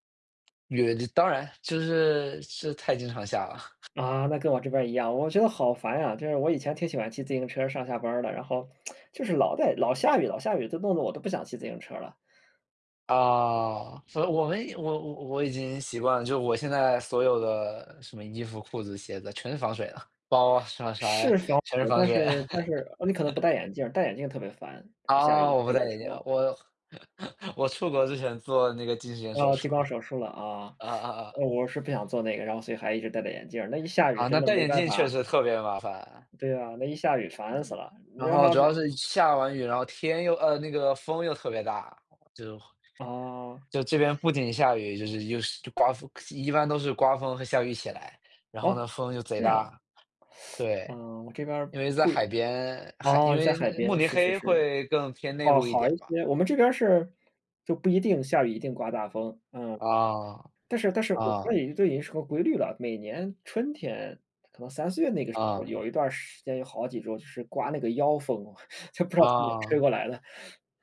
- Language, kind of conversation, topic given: Chinese, unstructured, 你怎么看最近的天气变化？
- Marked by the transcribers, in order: chuckle; tsk; other background noise; laugh; laugh; laughing while speaking: "术"; teeth sucking; unintelligible speech; teeth sucking; chuckle